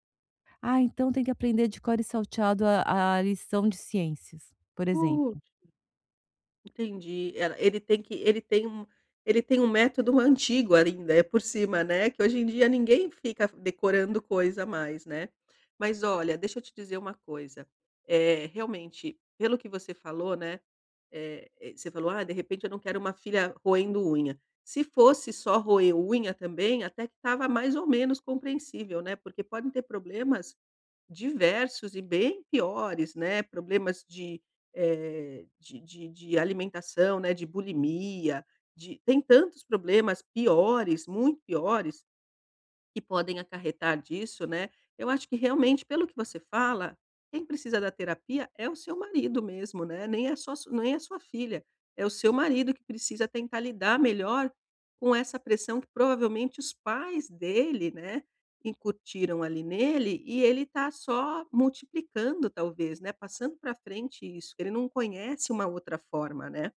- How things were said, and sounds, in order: none
- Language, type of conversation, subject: Portuguese, advice, Como posso manter minhas convicções quando estou sob pressão do grupo?